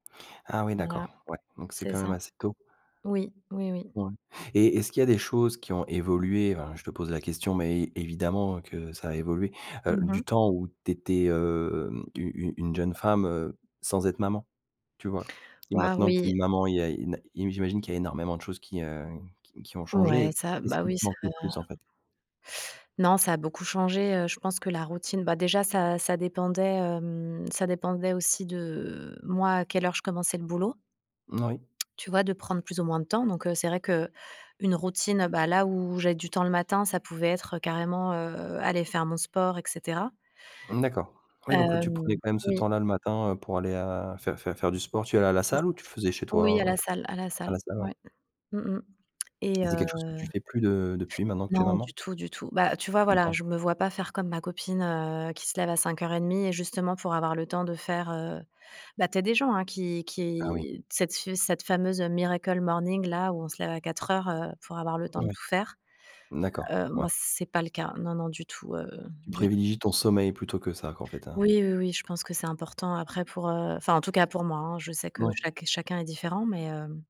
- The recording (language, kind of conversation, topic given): French, podcast, Comment se déroule ta routine du matin ?
- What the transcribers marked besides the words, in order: tapping; other background noise; in English: "miracle morning"